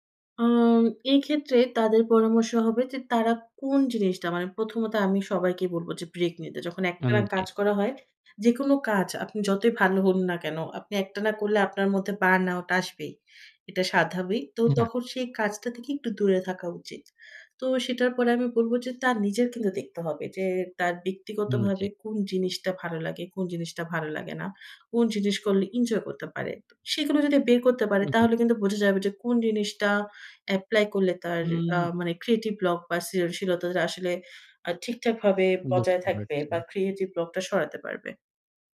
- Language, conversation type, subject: Bengali, podcast, কখনো সৃজনশীলতার জড়তা কাটাতে আপনি কী করেন?
- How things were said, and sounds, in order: tapping; in English: "বার্ন আউট"; "স্বাভাবিক" said as "সাধাবিক"; in English: "ক্রিয়েটিভ ব্লক"; in English: "ক্রিয়েটিভ ব্লক"